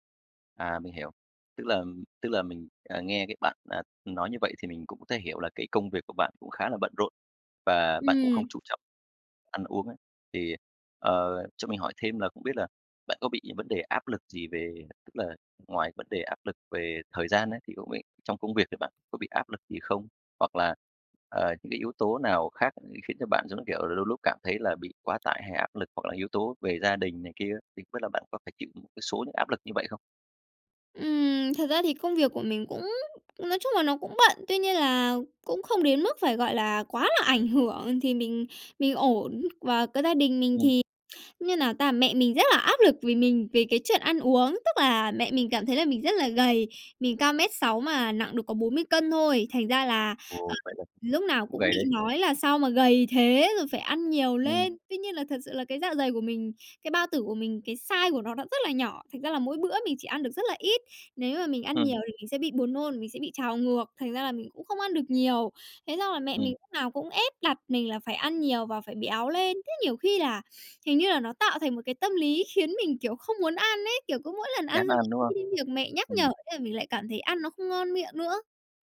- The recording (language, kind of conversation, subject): Vietnamese, advice, Làm thế nào để duy trì thói quen ăn uống lành mạnh mỗi ngày?
- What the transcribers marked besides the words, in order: tapping; unintelligible speech